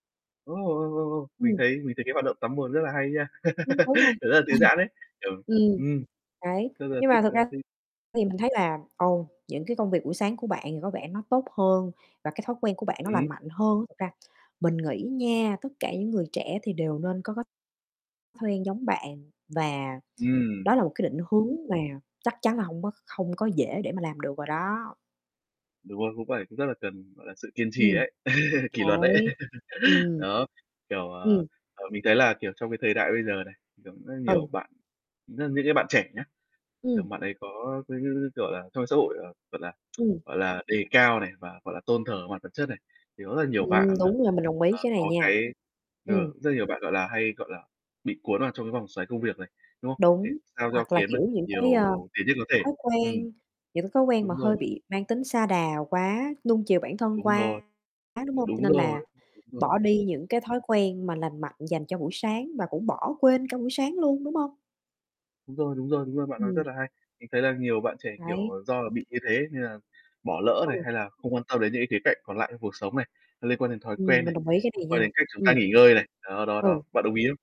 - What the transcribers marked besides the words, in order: distorted speech; laugh; chuckle; other background noise; tapping; laugh; tsk
- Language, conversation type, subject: Vietnamese, unstructured, Bạn thường bắt đầu ngày mới như thế nào?